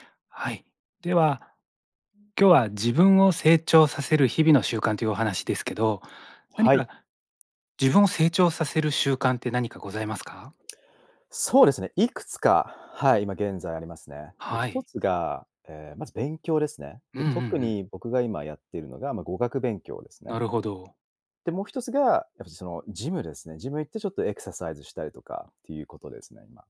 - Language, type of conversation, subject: Japanese, podcast, 自分を成長させる日々の習慣って何ですか？
- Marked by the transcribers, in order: none